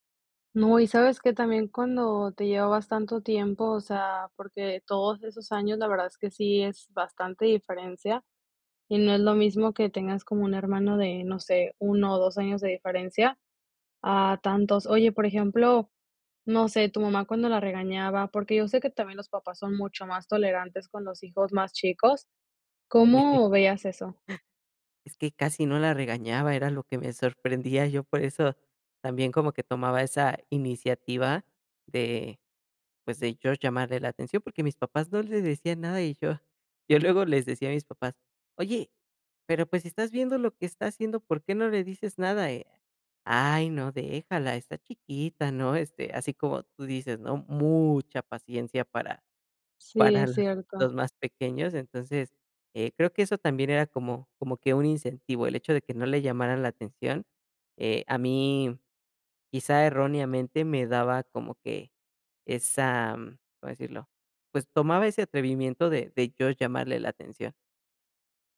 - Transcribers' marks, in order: chuckle; drawn out: "Mucha"
- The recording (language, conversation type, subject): Spanish, podcast, ¿Cómo compartes tus valores con niños o sobrinos?